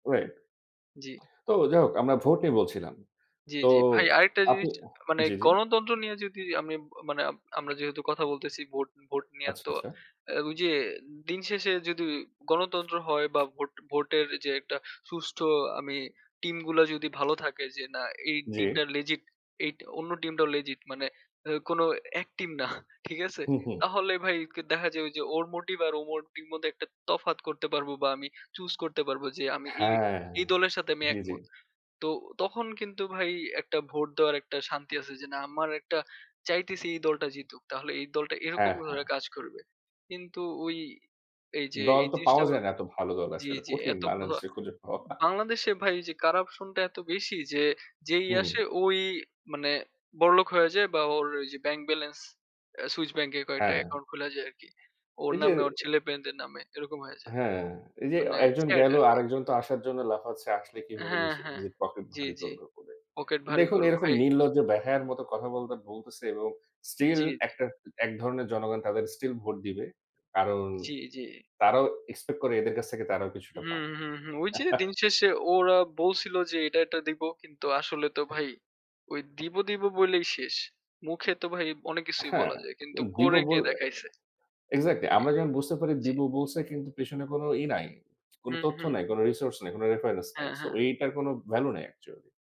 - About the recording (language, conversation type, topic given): Bengali, unstructured, আপনি কি বুঝতে পারেন কেন ভোট দেওয়া খুব গুরুত্বপূর্ণ?
- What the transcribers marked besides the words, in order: other background noise; laughing while speaking: "না। ঠিক"; in English: "কারাপশন"; chuckle; "কথাবার্তা" said as "কথাবলবা"; chuckle; in English: "রেফারেন্স"